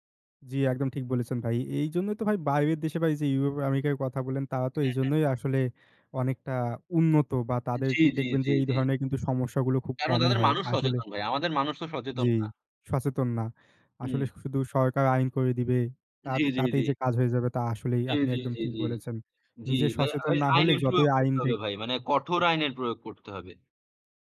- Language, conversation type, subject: Bengali, unstructured, বায়ু দূষণ মানুষের স্বাস্থ্যের ওপর কীভাবে প্রভাব ফেলে?
- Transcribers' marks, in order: other noise